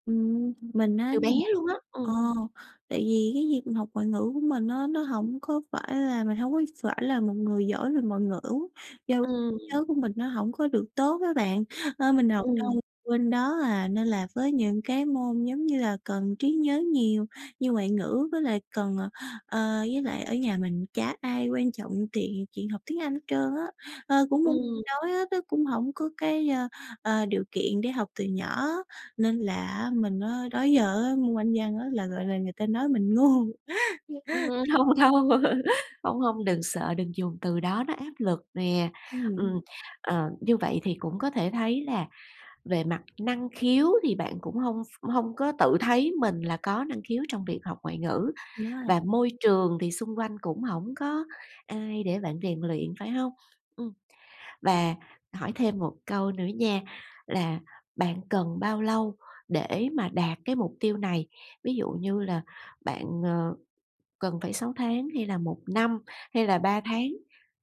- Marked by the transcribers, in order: tapping; laughing while speaking: "ngu"; laugh; laughing while speaking: "hông đâu"; laugh; other background noise
- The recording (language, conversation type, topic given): Vietnamese, advice, Tại sao tôi tiến bộ chậm dù nỗ lực đều đặn?